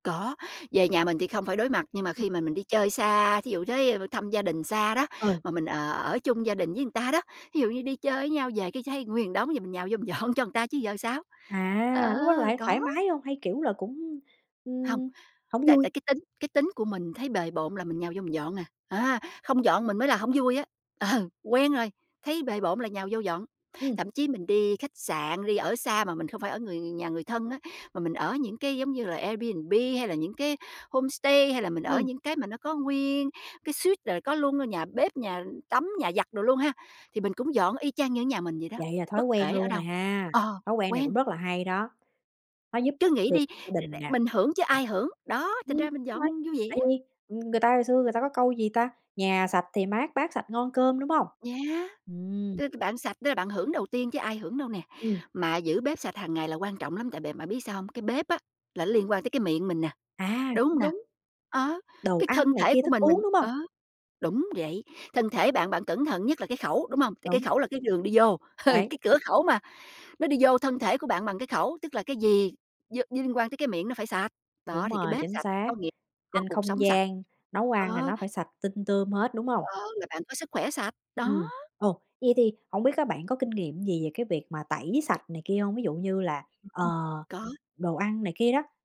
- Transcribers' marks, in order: "người" said as "ừn"; laughing while speaking: "dọn"; laughing while speaking: "Ờ"; in English: "Airbnb"; in English: "homestay"; in English: "suite"; unintelligible speech; unintelligible speech; tapping; laugh; other background noise; unintelligible speech
- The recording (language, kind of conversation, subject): Vietnamese, podcast, Bạn có những mẹo nào để giữ bếp luôn sạch sẽ mỗi ngày?